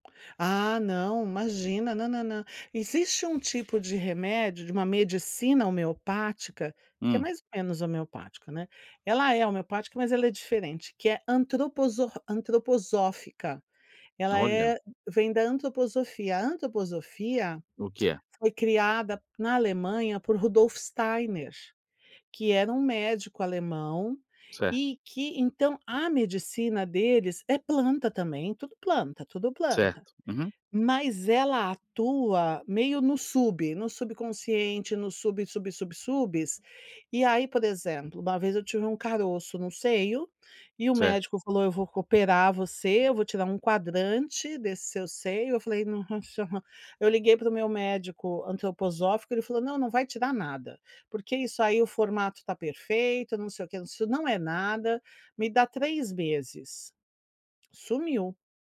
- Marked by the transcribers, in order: tongue click
- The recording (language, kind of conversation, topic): Portuguese, advice, Quais tarefas você está tentando fazer ao mesmo tempo e que estão impedindo você de concluir seus trabalhos?